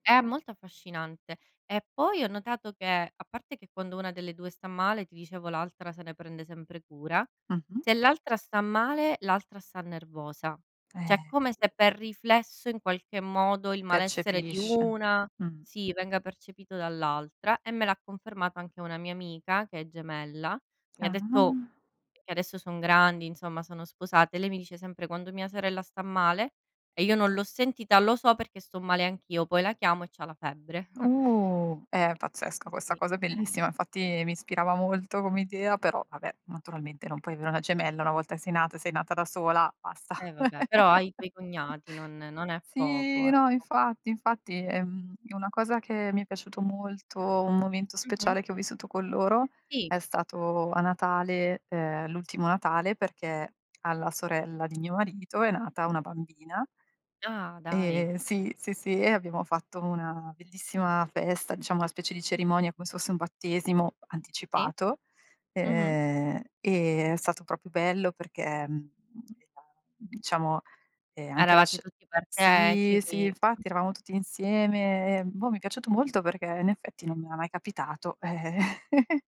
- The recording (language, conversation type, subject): Italian, unstructured, Come descriveresti il tuo rapporto con la tua famiglia?
- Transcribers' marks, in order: tapping; other background noise; surprised: "Oh!"; chuckle; unintelligible speech; chuckle; drawn out: "Sì"; background speech; other noise; chuckle